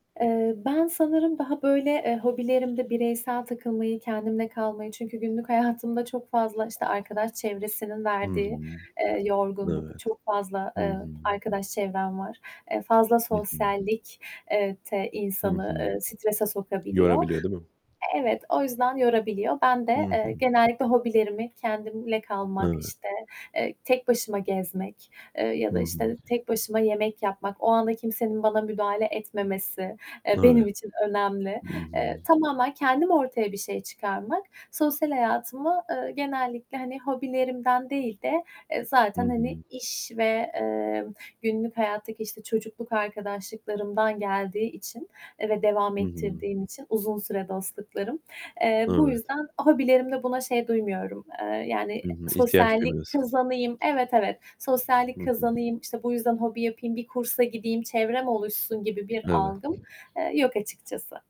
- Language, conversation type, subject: Turkish, unstructured, Hobiler stresle başa çıkmana nasıl yardımcı oluyor?
- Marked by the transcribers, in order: static; other background noise; tapping